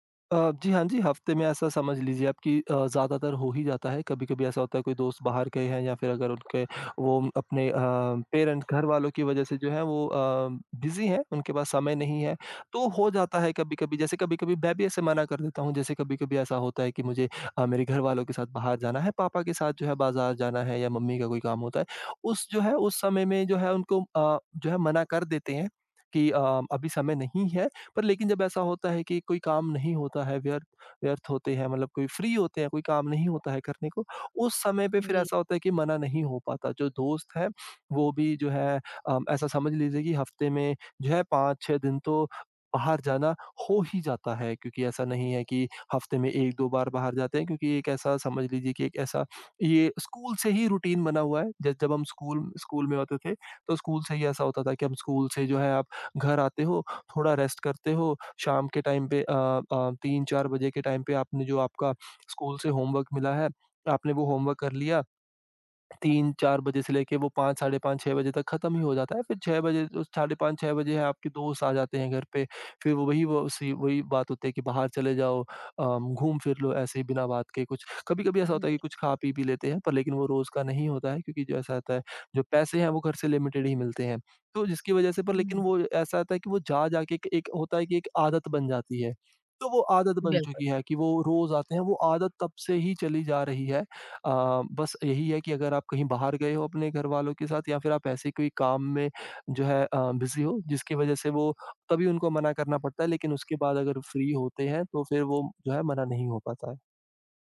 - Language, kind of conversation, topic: Hindi, advice, मैं अपने दोस्तों के साथ समय और ऊर्जा कैसे बचा सकता/सकती हूँ बिना उन्हें ठेस पहुँचाए?
- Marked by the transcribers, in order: tapping; in English: "पेरेंट्स"; in English: "बिज़ी"; in English: "फ्री"; in English: "रूटीन"; in English: "रेस्ट"; in English: "टाइम"; in English: "टाइम"; in English: "होमवर्क"; in English: "होमवर्क"; other background noise; in English: "लिमिटेड"; in English: "बिज़ी"; in English: "फ्री"